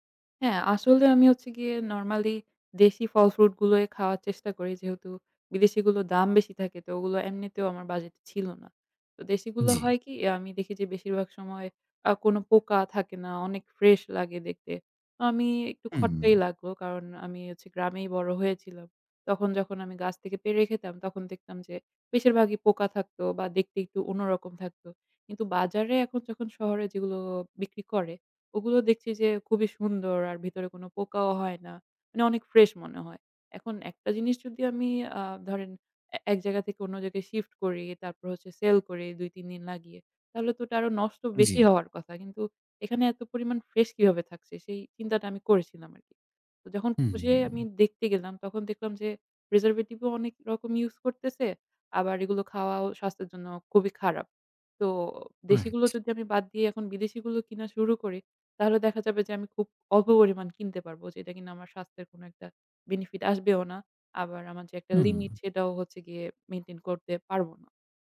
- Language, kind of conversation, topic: Bengali, advice, বাজেটের মধ্যে স্বাস্থ্যকর খাবার কেনা কেন কঠিন লাগে?
- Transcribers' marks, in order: in English: "শিফট"; in English: "প্রিজার্ভেটিভ"; in English: "বেনিফিট"; tapping